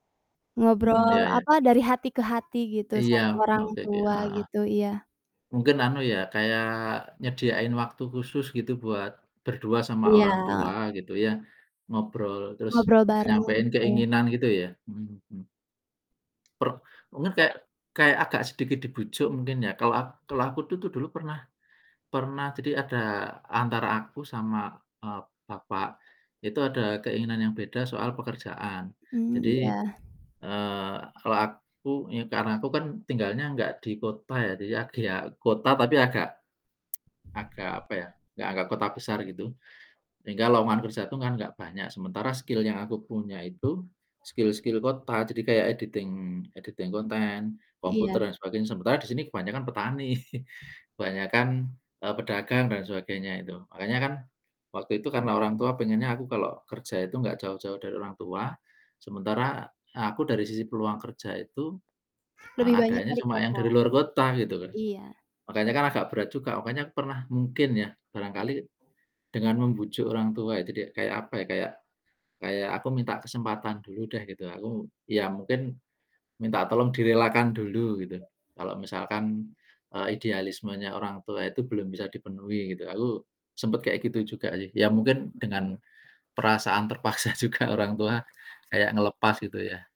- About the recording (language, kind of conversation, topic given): Indonesian, unstructured, Bagaimana kamu meyakinkan keluarga agar menerima keputusanmu?
- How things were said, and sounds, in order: other background noise; distorted speech; tsk; wind; in English: "skill"; in English: "skill-skill"; in English: "editing editing"; chuckle; background speech; laughing while speaking: "terpaksa juga"